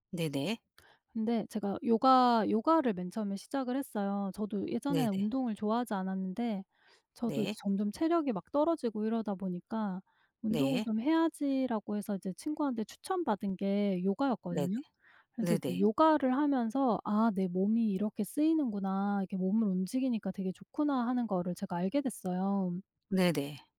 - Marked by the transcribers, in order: other background noise; tapping
- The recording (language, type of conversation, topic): Korean, advice, 값비싼 소비를 한 뒤 죄책감과 후회가 반복되는 이유는 무엇인가요?